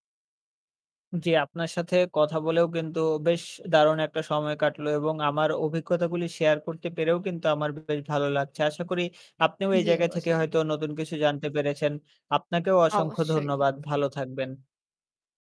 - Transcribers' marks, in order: static; distorted speech
- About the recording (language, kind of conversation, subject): Bengali, podcast, আপনি কীভাবে একটি দলের মধ্যে বিশ্বাস তৈরি করেন?